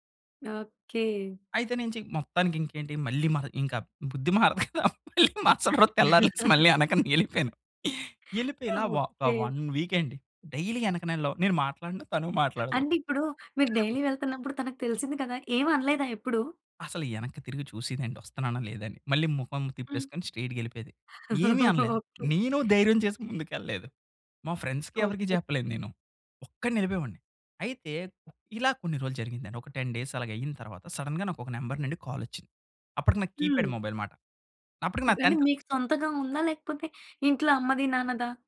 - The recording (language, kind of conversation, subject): Telugu, podcast, మొదటి ప్రేమ జ్ఞాపకాన్ని మళ్లీ గుర్తు చేసే పాట ఏది?
- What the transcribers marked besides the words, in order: laughing while speaking: "బుద్ధి మారదు కదా! మళ్ళీ మరసట రోజు తెల్లారి లేచి మళ్ళీ వెనకన ఎళ్ళిపోయాను"; giggle; other background noise; laughing while speaking: "ఓకే"; in English: "వన్ వీక్"; in English: "డైలీ"; in English: "డైలీ"; cough; chuckle; in English: "ఫ్రెండ్స్‌కి"; in English: "టెన్ డేస్"; in English: "సడెన్‌గా"; in English: "నంబర్"; in English: "కాల్"; in English: "కీప్యాడ్ మొబైల్"; in English: "టెన్త్"